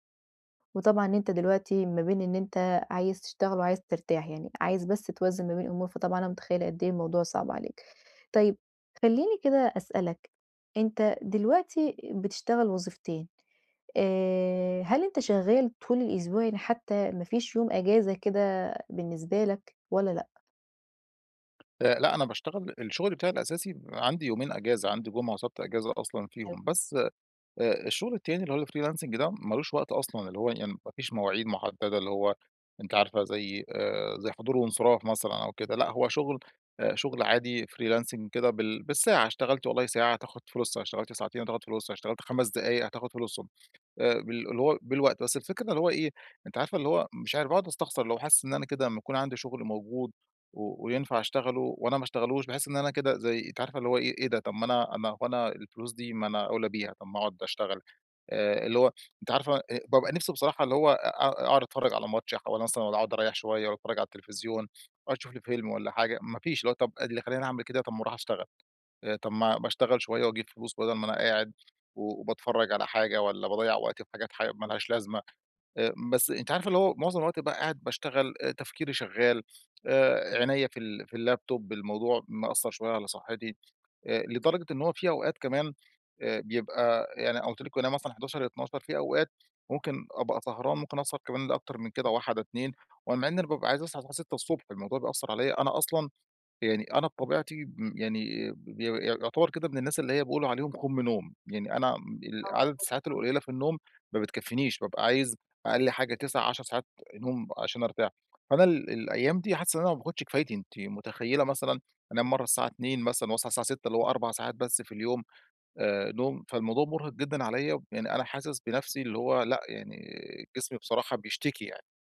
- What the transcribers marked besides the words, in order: tapping; in English: "الfreelancing"; other background noise; in English: "freelancing"; in English: "اللاب توب"; unintelligible speech
- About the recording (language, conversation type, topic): Arabic, advice, إزاي أوازن بين الراحة وإنجاز المهام في الويك إند؟